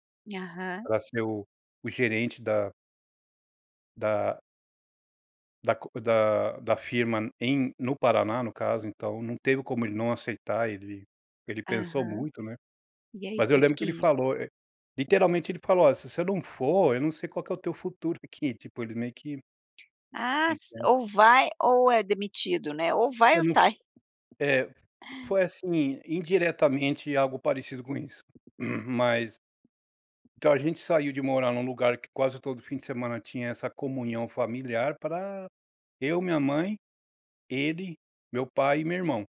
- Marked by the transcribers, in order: tapping; other background noise; chuckle; throat clearing
- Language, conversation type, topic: Portuguese, podcast, Qual era um ritual à mesa na sua infância?